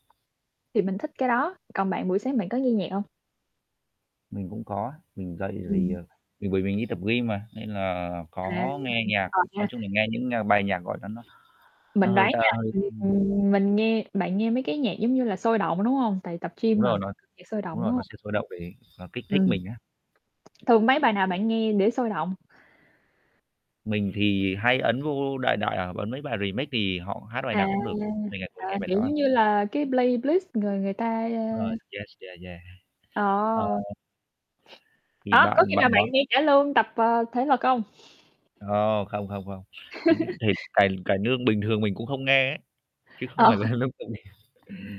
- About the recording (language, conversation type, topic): Vietnamese, unstructured, Bạn thường làm gì để tạo động lực cho mình vào mỗi buổi sáng?
- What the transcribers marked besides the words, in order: static; mechanical hum; other background noise; "gym" said as "ghi"; distorted speech; unintelligible speech; unintelligible speech; tapping; in English: "remake"; in English: "playlist"; in English: "yes"; chuckle; laughing while speaking: "Ờ"; laughing while speaking: "là lúc"; laughing while speaking: "ghi"; "gym" said as "ghi"